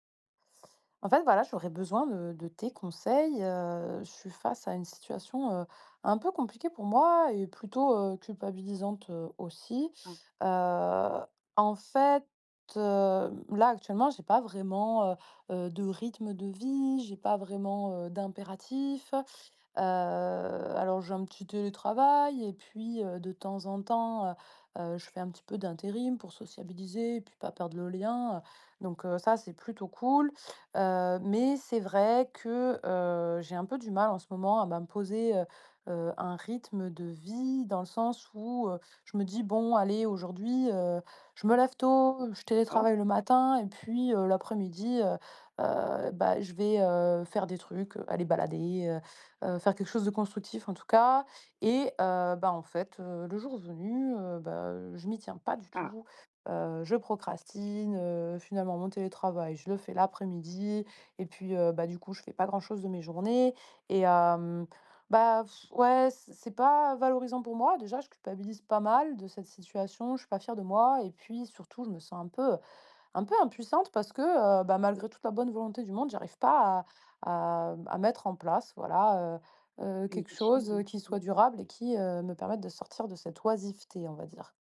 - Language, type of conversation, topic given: French, advice, Pourquoi est-ce que je procrastine malgré de bonnes intentions et comment puis-je rester motivé sur le long terme ?
- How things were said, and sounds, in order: stressed: "pas"; blowing